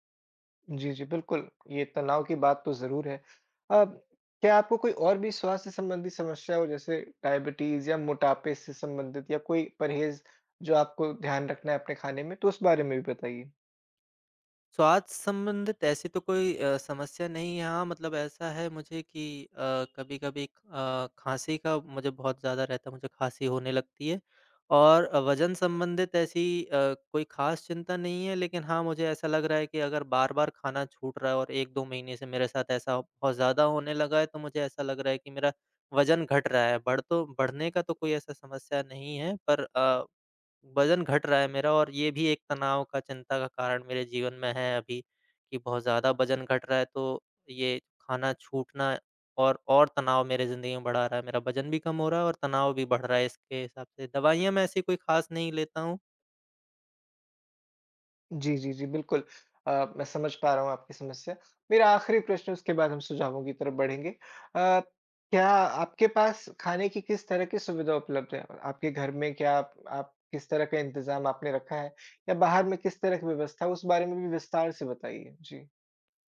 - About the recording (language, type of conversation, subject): Hindi, advice, क्या आपका खाने का समय अनियमित हो गया है और आप बार-बार खाना छोड़ देते/देती हैं?
- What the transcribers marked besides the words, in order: none